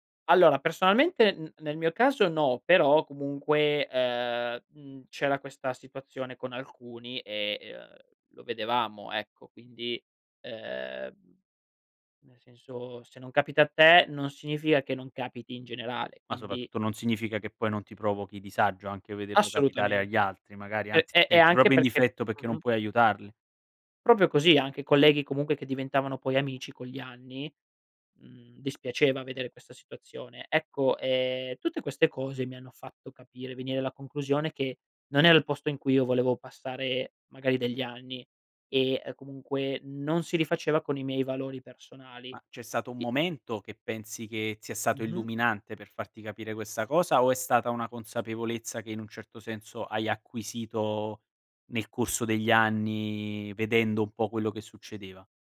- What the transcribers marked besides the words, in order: none
- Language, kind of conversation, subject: Italian, podcast, Come il tuo lavoro riflette i tuoi valori personali?